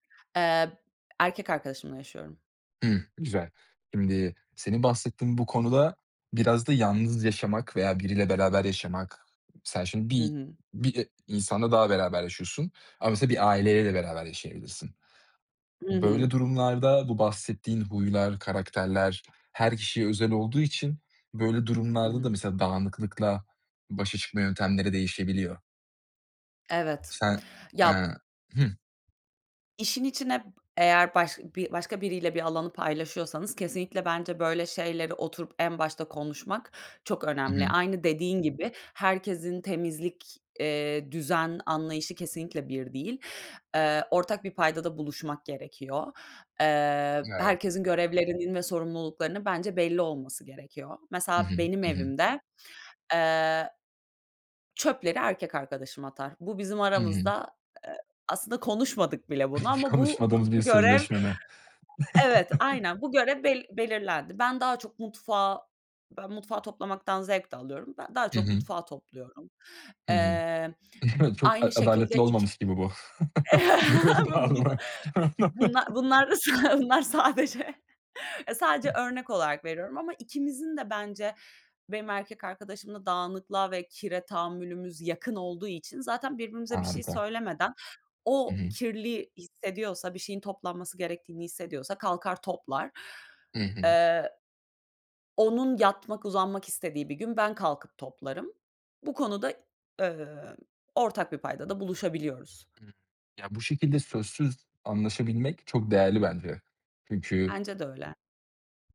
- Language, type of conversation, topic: Turkish, podcast, Dağınıklıkla başa çıkmak için hangi yöntemleri kullanıyorsun?
- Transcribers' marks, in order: other background noise; tapping; chuckle; chuckle; chuckle; laughing while speaking: "Evet"; chuckle; laughing while speaking: "görev dağılımı"; laughing while speaking: "s bunlar sadece"; chuckle